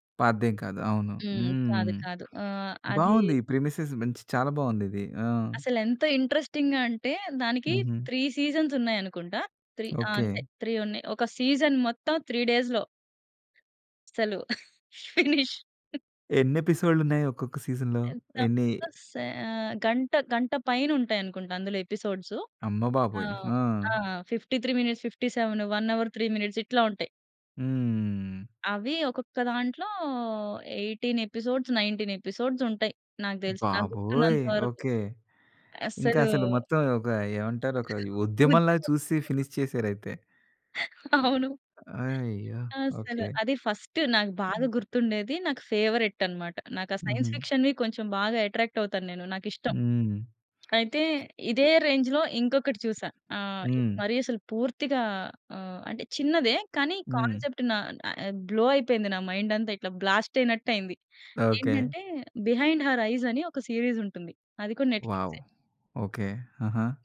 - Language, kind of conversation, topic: Telugu, podcast, ఇప్పటివరకు మీరు బింగే చేసి చూసిన ధారావాహిక ఏది, ఎందుకు?
- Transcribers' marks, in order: other background noise; in English: "ప్రిమిసెస్"; in English: "ఇంట్రెస్టింగ్‌గా"; in English: "త్రీ సీజన్స్"; in English: "త్రీ"; in English: "త్రీ"; in English: "సీజన్"; in English: "త్రీ డేస్‌లో"; laughing while speaking: "ఫినిష్"; in English: "ఫినిష్"; in English: "ఎగ్సాంపుల్‌గా సే"; in English: "సీజన్‌లో?"; tapping; in English: "ఫిఫ్టీ త్రీ మినిట్స్, ఫిఫ్టీ సెవెన్ వన్ అవర్ త్రీ మినిట్స్"; in English: "ఎయిటీన్ ఎపిసోడ్స్, నైన్టీన్ ఎపిసోడ్స్"; unintelligible speech; in English: "ఫినిష్"; laughing while speaking: "అవును"; in English: "ఫస్ట్"; in English: "ఫేవరెట్"; in English: "సైన్స్ ఫిక్షన్‌వి"; in English: "ఎట్రాక్ట్"; in English: "రేంజ్‌లో"; in English: "కాన్సెప్ట్"; in English: "బ్లో"; in English: "మైండ్"; in English: "బ్లాస్ట్"; in English: "బిహైండ్ హర్ ఐస్"; in English: "సీరీస్"; in English: "వావ్!"